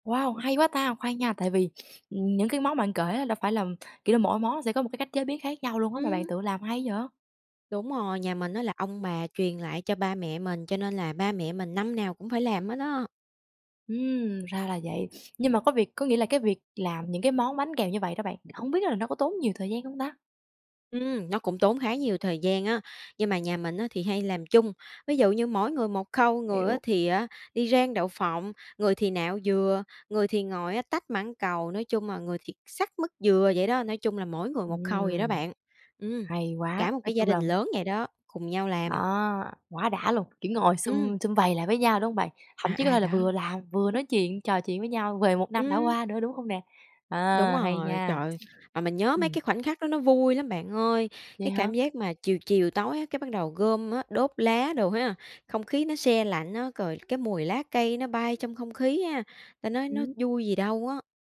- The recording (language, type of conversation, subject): Vietnamese, podcast, Gia đình bạn giữ gìn truyền thống trong dịp Tết như thế nào?
- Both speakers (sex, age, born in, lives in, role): female, 20-24, Vietnam, Vietnam, host; female, 25-29, Vietnam, Vietnam, guest
- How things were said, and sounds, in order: tapping; sniff; other background noise; other noise